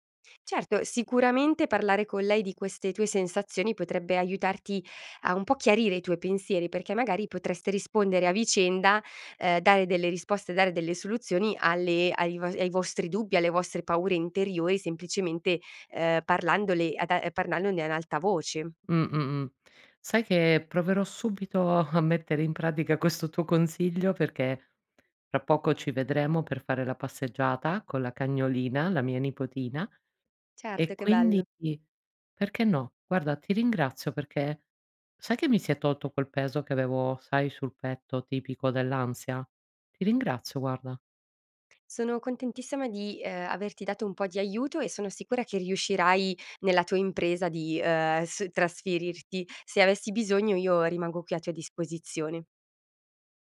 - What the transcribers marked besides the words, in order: "parlandone" said as "parlandole"; chuckle
- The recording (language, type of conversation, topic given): Italian, advice, Come posso cambiare vita se ho voglia di farlo ma ho paura di fallire?